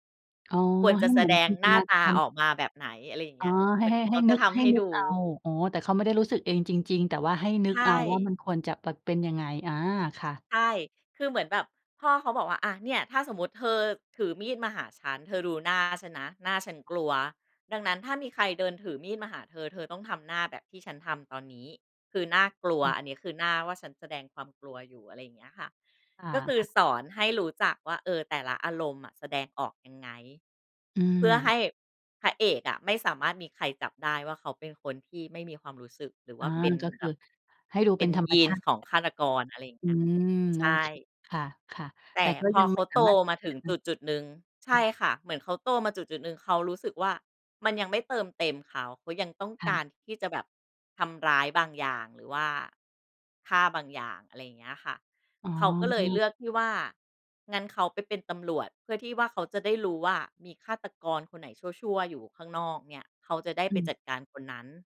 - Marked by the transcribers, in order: unintelligible speech
- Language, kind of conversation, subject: Thai, podcast, ทำไมคนเราถึงมักอยากกลับไปดูซีรีส์เรื่องเดิมๆ ซ้ำๆ เวลาเครียด?